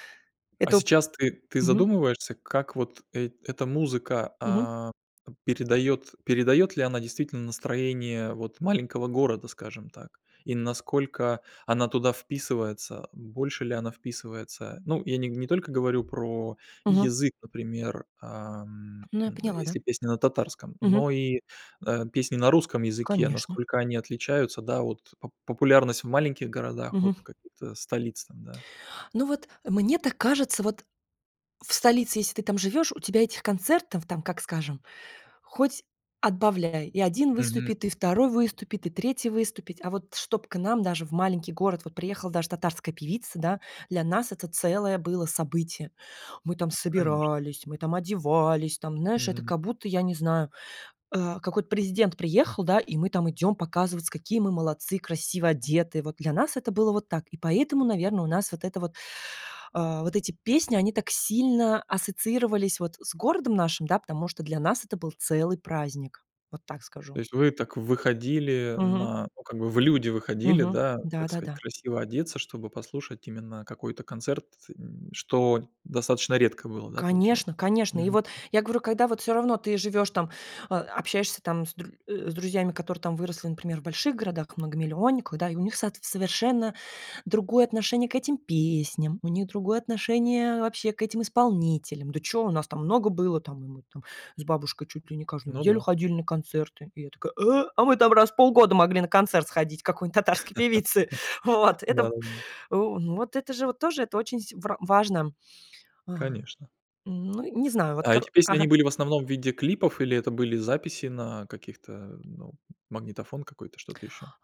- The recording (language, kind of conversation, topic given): Russian, podcast, Какая песня у тебя ассоциируется с городом, в котором ты вырос(ла)?
- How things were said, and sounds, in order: tapping; put-on voice: "Э. А мы там раз … какой-нибудь татарской певице"; laugh